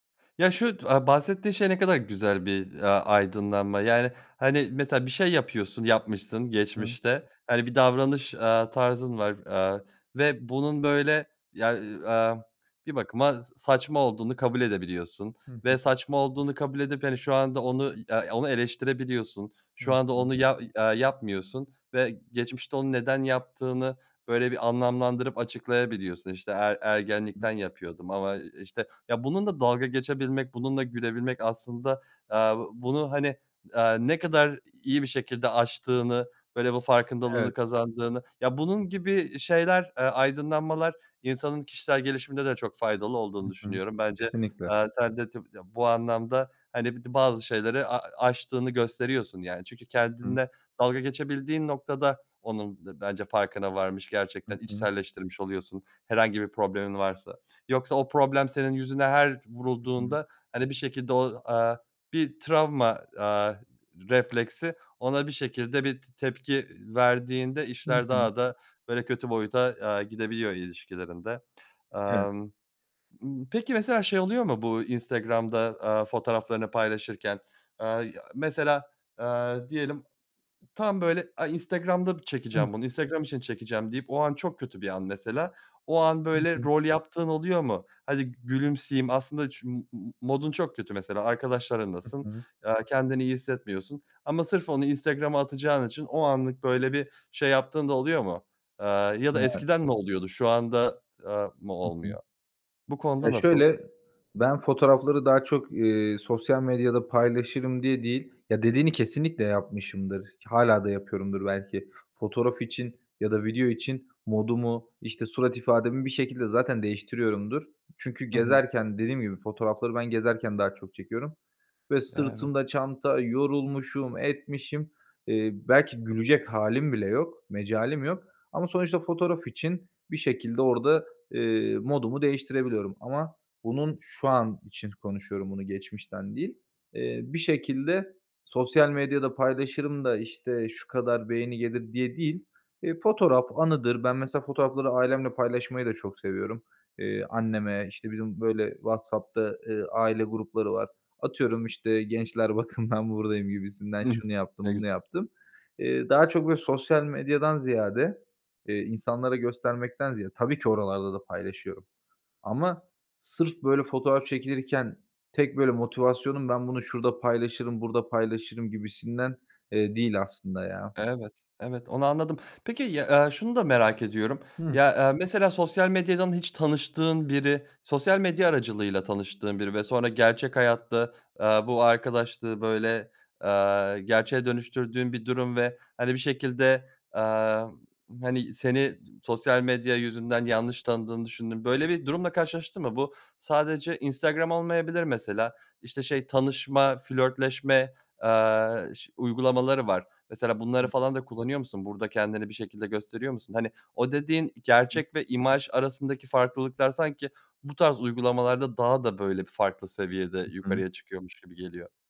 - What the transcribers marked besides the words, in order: other background noise; unintelligible speech; unintelligible speech; tapping; other noise; unintelligible speech
- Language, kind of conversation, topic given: Turkish, podcast, Sosyal medyada gösterdiğin imaj ile gerçekteki sen arasında fark var mı?
- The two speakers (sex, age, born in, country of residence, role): male, 25-29, Turkey, Bulgaria, guest; male, 30-34, Turkey, Germany, host